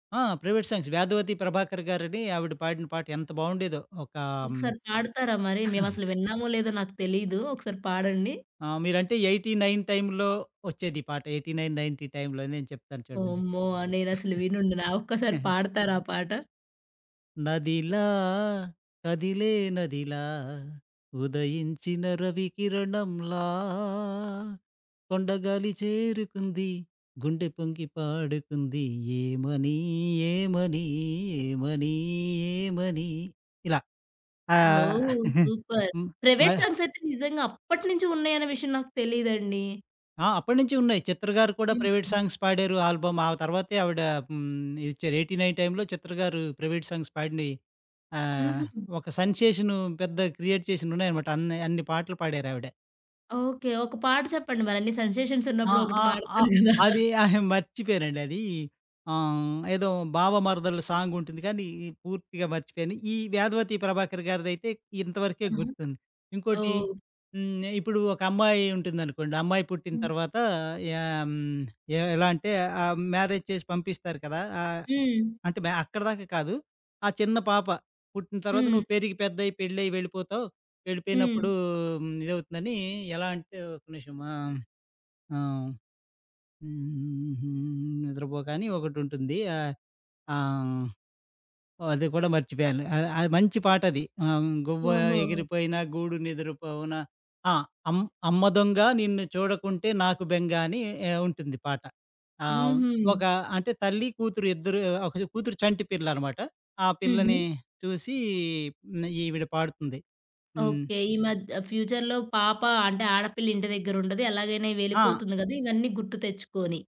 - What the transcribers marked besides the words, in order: in English: "ప్రైవేట్ సాంగ్స్"; cough; in English: "ఎయిటీ నైన్"; in English: "ఎయిటీ నైన్ నైన్టీ"; chuckle; singing: "నదిలా కదిలే నదిలా ఉదయించిన రవికిరణంలా … ఏమని ఏమని ఏమని"; other background noise; chuckle; in English: "సూపర్ ప్రైవేట్ సాంగ్స్"; in English: "ప్రైవేట్ సాంగ్స్"; in English: "ఆల్బమ్"; in English: "ఎయిటి నైన్"; in English: "ప్రైవేట్ సాంగ్స్"; in English: "క్రియేట్"; in English: "సెన్సేషన్స్"; laughing while speaking: "మాట్లాడతారు గదా"; in English: "మ్యారేజ్"; in English: "ఫ్యూచర్‌లో"
- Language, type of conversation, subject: Telugu, podcast, మీకు ఇష్టమైన పాట ఏది, ఎందుకు?